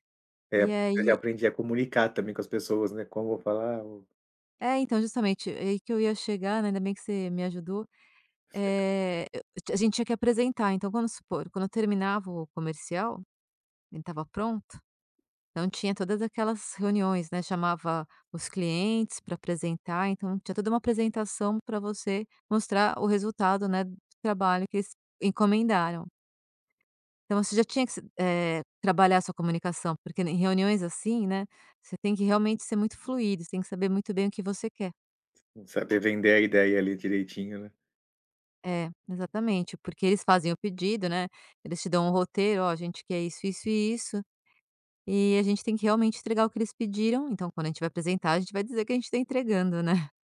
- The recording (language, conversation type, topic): Portuguese, podcast, Como você se preparou para uma mudança de carreira?
- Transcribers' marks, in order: tapping; chuckle